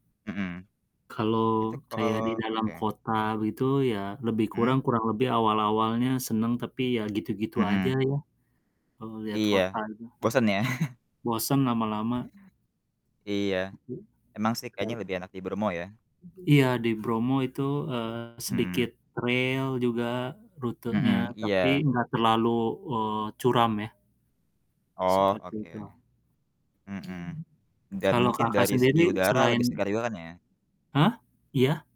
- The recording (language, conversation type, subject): Indonesian, unstructured, Apa perubahan terbesar yang kamu alami berkat hobimu?
- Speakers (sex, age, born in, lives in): male, 20-24, Indonesia, Indonesia; male, 45-49, Indonesia, United States
- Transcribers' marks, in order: static; other background noise; chuckle; distorted speech; in English: "trail"